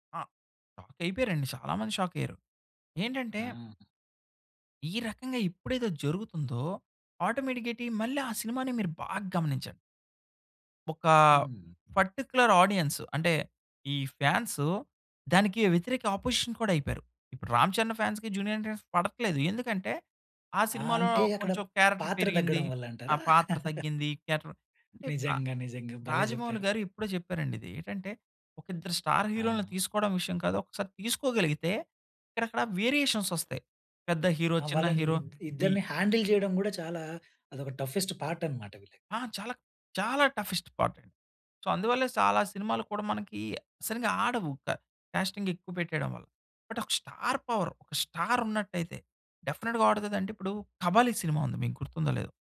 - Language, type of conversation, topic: Telugu, podcast, స్టార్ పవర్ వల్లే సినిమా హిట్ అవుతుందా, దాన్ని తాత్త్వికంగా ఎలా వివరించొచ్చు?
- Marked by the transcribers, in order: other background noise; in English: "ఆటోమేటిక్‌గేటి"; in English: "పర్టిక్యులర్"; in English: "అపోజిషన్"; in English: "ఫాన్స్‌కి జూనియర్"; in English: "క్యారెక్టర్"; chuckle; in English: "క్యారెక్టర్"; in English: "స్టార్"; in English: "వేరియేషన్స్"; tapping; in English: "హీరో"; in English: "హీరో"; in English: "హ్యాండిల్"; in English: "టఫ్ ఏశ్ట్"; in English: "టఫ్ ఏశ్ట్"; in English: "సో"; in English: "కాస్టింగ్"; in English: "బట్"; in English: "స్టార్ పవర్"; in English: "స్టార్"; in English: "డెఫినెట్‌గా"